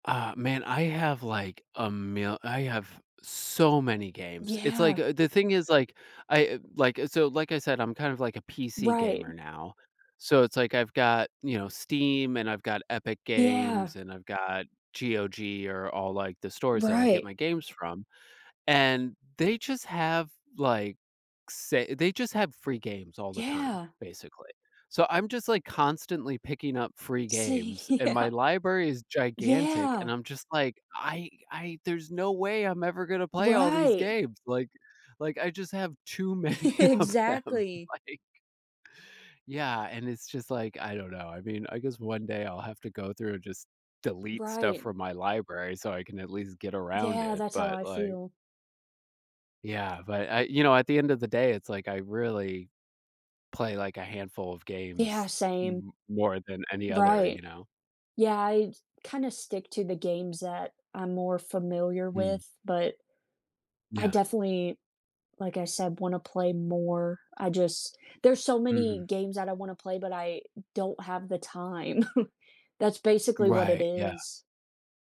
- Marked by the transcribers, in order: laughing while speaking: "yeah"; chuckle; laughing while speaking: "many of them, like"; chuckle
- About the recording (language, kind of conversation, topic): English, unstructured, How do your memories of classic video games compare to your experiences with modern gaming?
- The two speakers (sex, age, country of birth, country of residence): female, 25-29, United States, United States; male, 35-39, United States, United States